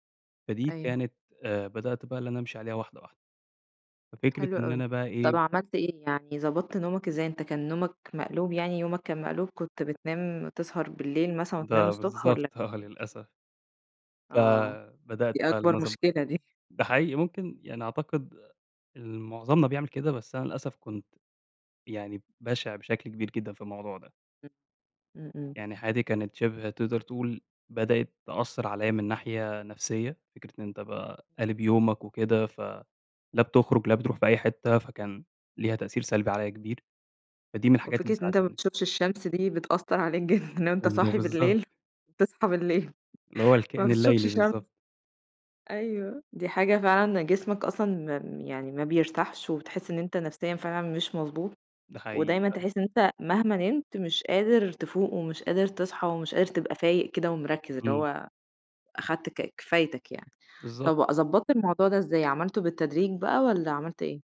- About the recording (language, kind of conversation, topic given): Arabic, podcast, إيه الخطوات اللي بتعملها عشان تحسّن تركيزك مع الوقت؟
- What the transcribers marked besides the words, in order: other background noise; laughing while speaking: "آه"; chuckle; unintelligible speech; laughing while speaking: "بتأثّر عليك جدًا"; chuckle; laughing while speaking: "ما بتشوفش شمس"